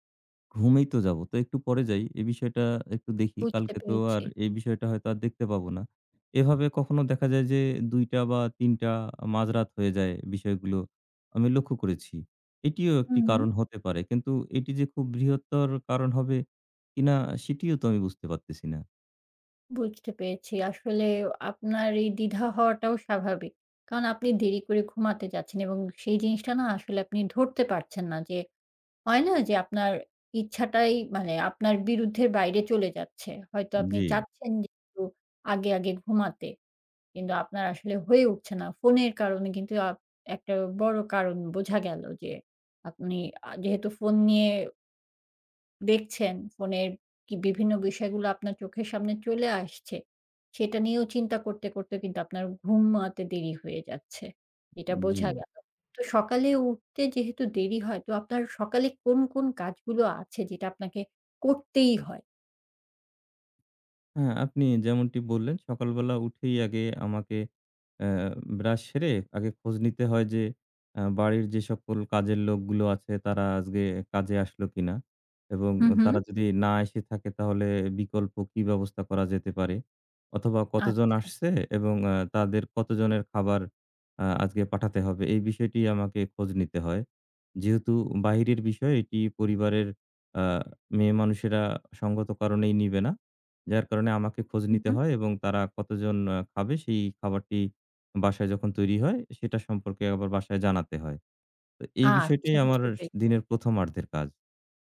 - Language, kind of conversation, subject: Bengali, advice, নিয়মিত দেরিতে ওঠার কারণে কি আপনার দিনের অনেকটা সময় নষ্ট হয়ে যায়?
- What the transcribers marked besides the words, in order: stressed: "করতেই"; "আজকে" said as "আজগে"; "আজকে" said as "আজগে"; tapping